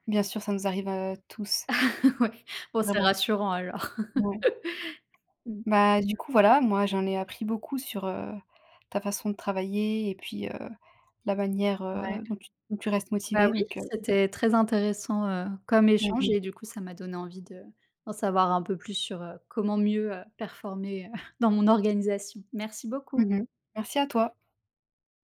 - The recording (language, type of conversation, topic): French, unstructured, Comment organiser son temps pour mieux étudier ?
- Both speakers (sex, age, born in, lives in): female, 25-29, France, France; female, 30-34, France, France
- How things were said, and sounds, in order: laughing while speaking: "Ouais"; other background noise; laugh; chuckle